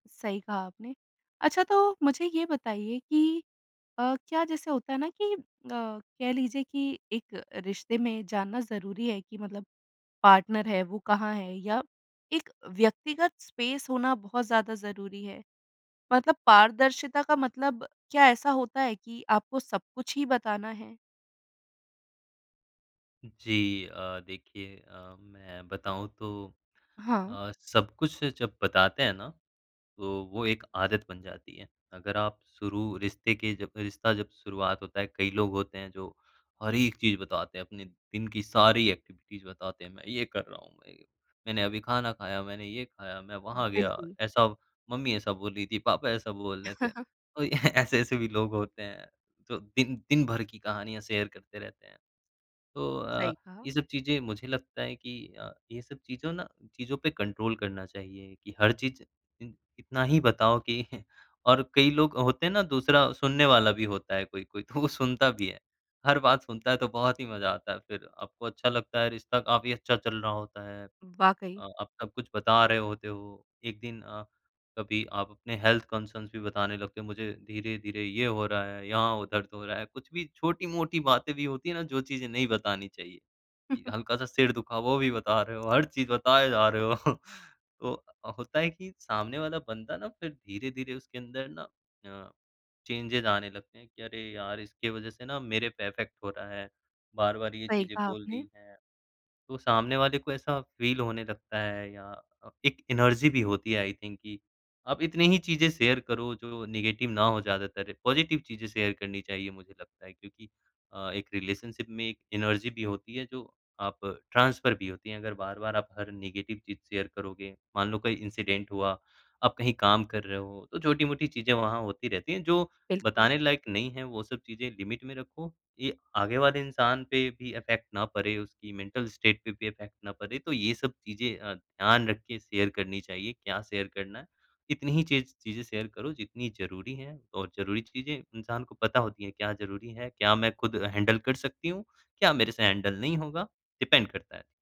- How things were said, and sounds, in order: in English: "पार्टनर"; in English: "स्पेस"; in English: "एक्टिविटीज़"; laughing while speaking: "और ऐसे-ऐसे भी"; chuckle; in English: "शेयर"; in English: "कंट्रोल"; laughing while speaking: "कि"; other background noise; in English: "हेल्थ कंसर्न्स"; chuckle; in English: "चेंजेज़"; in English: "इफ़ेक्ट"; in English: "फ़ील"; in English: "एनर्जी"; in English: "आई थिंक"; in English: "शेयर"; in English: "नेगेटिव"; in English: "पॉजिटिव"; in English: "शेयर"; in English: "रिलेशनशिप"; in English: "एनर्जी"; in English: "ट्रांसफ़र"; in English: "नेगेटिव"; in English: "शेयर"; in English: "इंसिडेंट"; in English: "लिमिट"; in English: "इफ़ेक्ट"; in English: "मेंटल स्टेट"; in English: "इफ़ेक्ट"; in English: "शेयर"; in English: "शेयर"; in English: "शेयर"; in English: "हैंडल"; in English: "हैंडल"; in English: "डिपेंड"
- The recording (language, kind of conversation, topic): Hindi, podcast, क्या रिश्तों में किसी की लोकेशन साझा करना सही है?